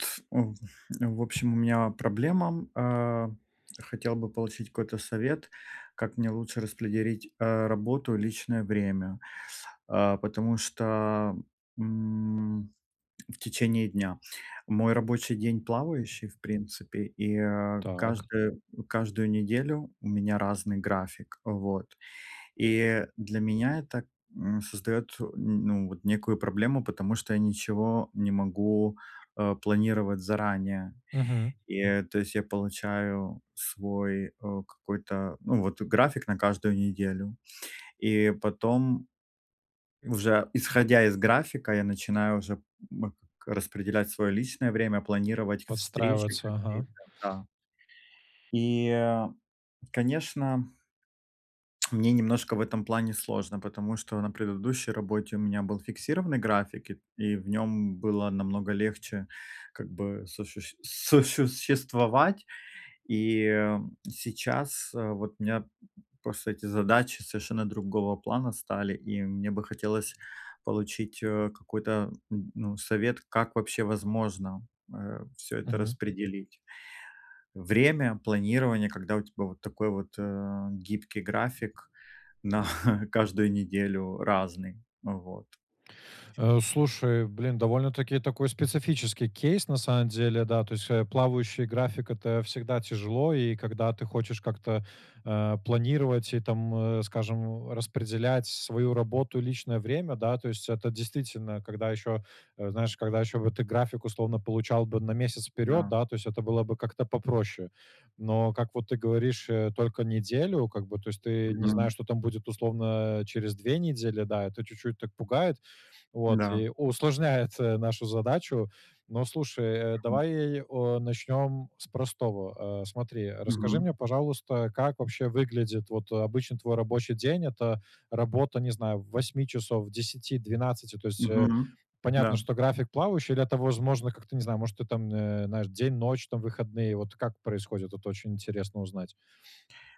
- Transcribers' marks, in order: other background noise; tapping; chuckle
- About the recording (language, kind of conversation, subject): Russian, advice, Как лучше распределять работу и личное время в течение дня?